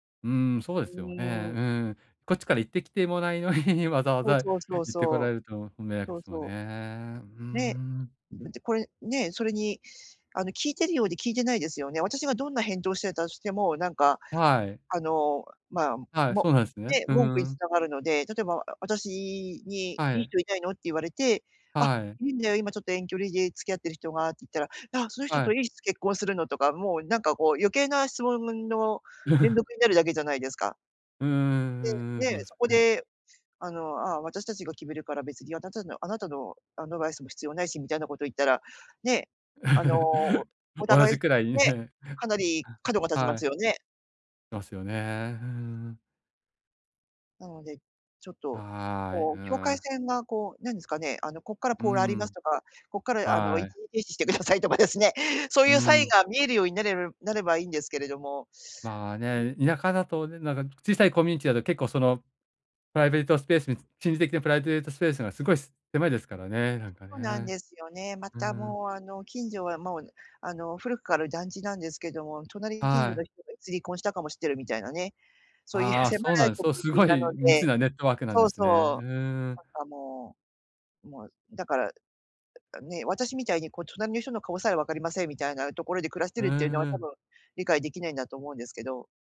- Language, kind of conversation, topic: Japanese, advice, 周囲からの圧力にどう対処して、自分を守るための境界線をどう引けばよいですか？
- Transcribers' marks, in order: laugh; other background noise; laugh; laugh; laughing while speaking: "同じくらいにね"; laughing while speaking: "一時停止してくださいとかですね"